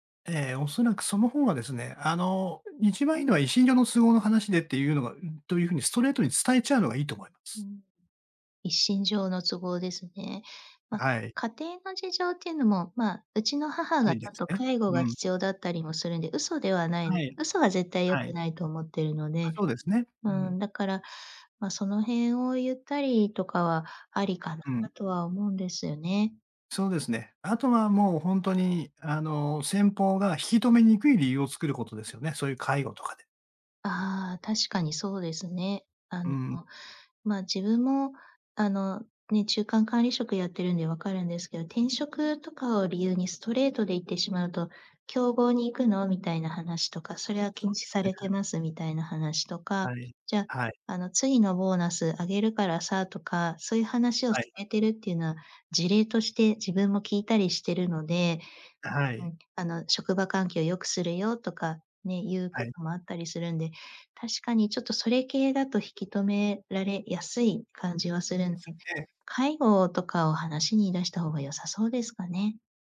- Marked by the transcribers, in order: none
- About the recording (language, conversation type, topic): Japanese, advice, 現職の会社に転職の意思をどのように伝えるべきですか？